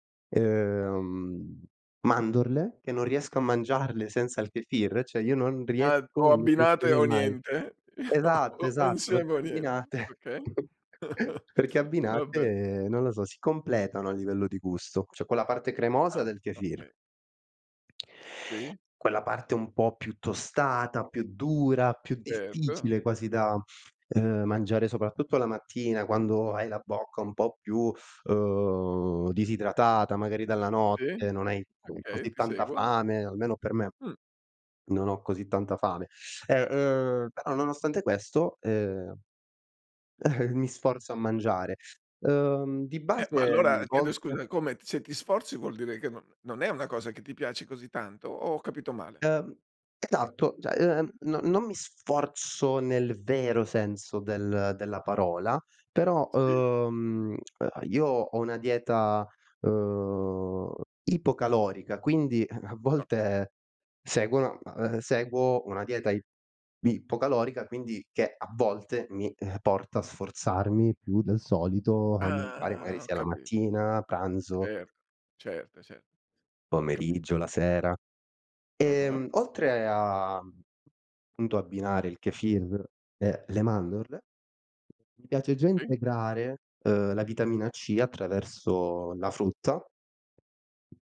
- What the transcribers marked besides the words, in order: laughing while speaking: "O o"; chuckle; tapping; other noise; chuckle; "Cioè" said as "ceh"; drawn out: "Ah!"
- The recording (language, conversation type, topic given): Italian, podcast, Com’è davvero la tua routine mattutina?